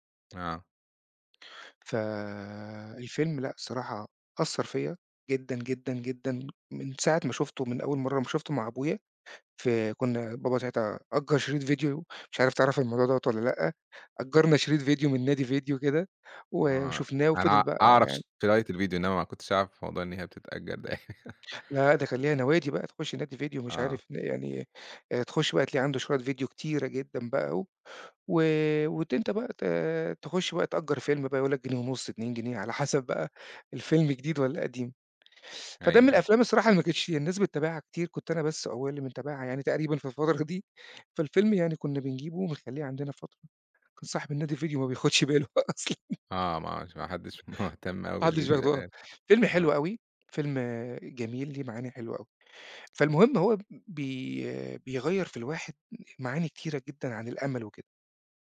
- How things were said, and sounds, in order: tapping; laugh; laughing while speaking: "مهتم"; laughing while speaking: "بياخدش باله أصلًا"; laugh
- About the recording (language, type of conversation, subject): Arabic, podcast, إيه أكتر فيلم من طفولتك بتحب تفتكره، وليه؟